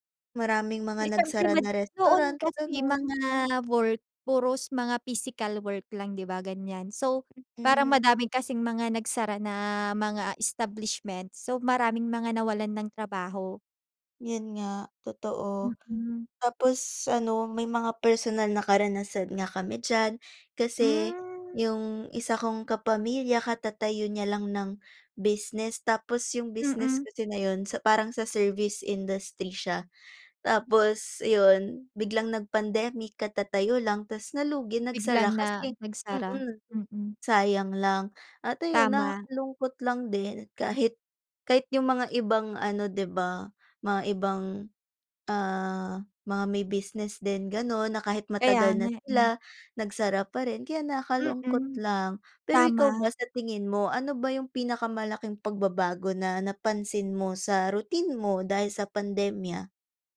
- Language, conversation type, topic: Filipino, unstructured, Paano mo ilalarawan ang naging epekto ng pandemya sa iyong araw-araw na pamumuhay?
- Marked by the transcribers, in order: other background noise